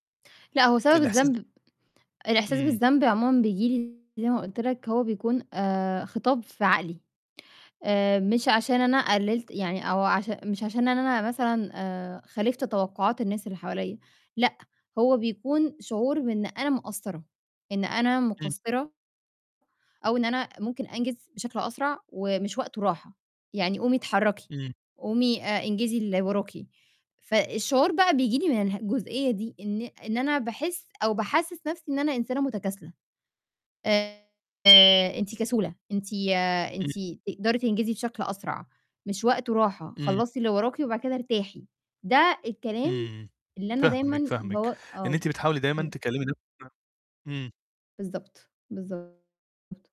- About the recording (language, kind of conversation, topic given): Arabic, advice, ليه بحس بالذنب لما أرتاح وأستمتع بالراحة بدل ما أشتغل؟
- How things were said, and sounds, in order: distorted speech; unintelligible speech